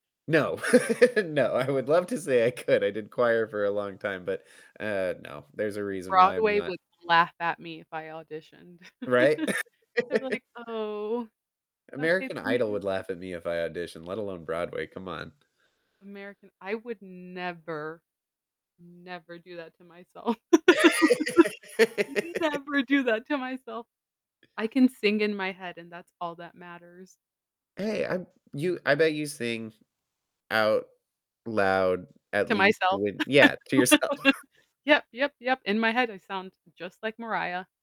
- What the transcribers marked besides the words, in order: laugh; laughing while speaking: "I would"; tapping; laughing while speaking: "could"; other background noise; laugh; stressed: "never"; laugh; laugh; chuckle
- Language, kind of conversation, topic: English, unstructured, How do live concerts and theatrical performances offer different experiences to audiences?